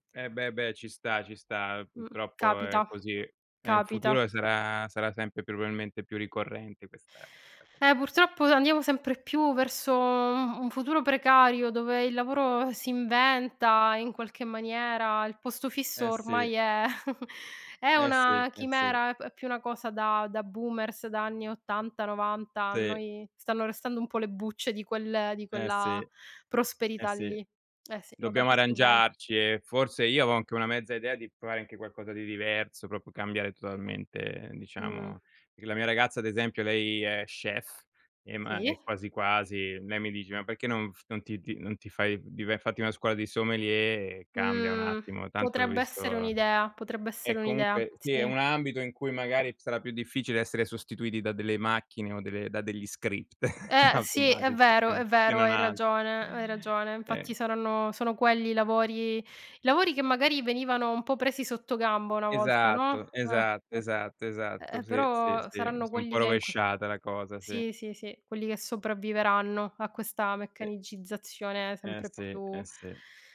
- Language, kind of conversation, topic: Italian, unstructured, Come gestisci il tuo budget mensile?
- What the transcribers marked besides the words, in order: chuckle; "proprio" said as "propio"; other background noise; chuckle; inhale